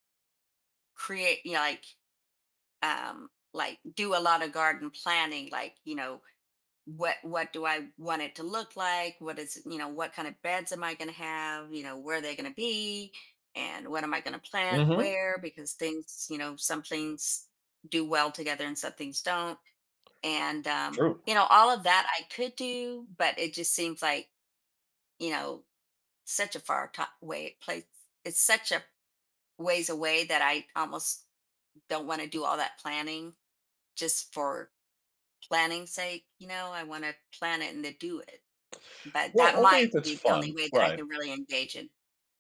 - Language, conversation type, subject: English, advice, How can I find more joy in small daily wins?
- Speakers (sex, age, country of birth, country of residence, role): female, 60-64, France, United States, user; male, 45-49, United States, United States, advisor
- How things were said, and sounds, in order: none